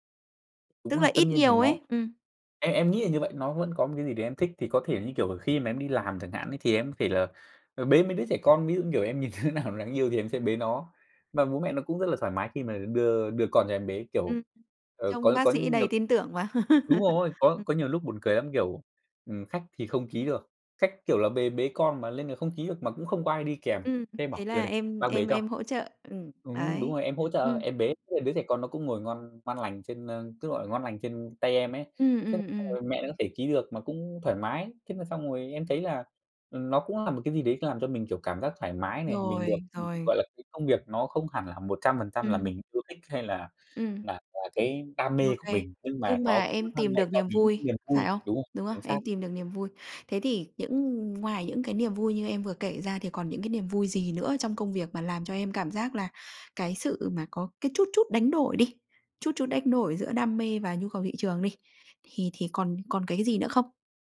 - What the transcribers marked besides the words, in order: tapping; laughing while speaking: "đứa nào"; laugh
- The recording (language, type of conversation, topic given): Vietnamese, podcast, Bạn cân bằng giữa việc theo đuổi đam mê và đáp ứng nhu cầu thị trường như thế nào?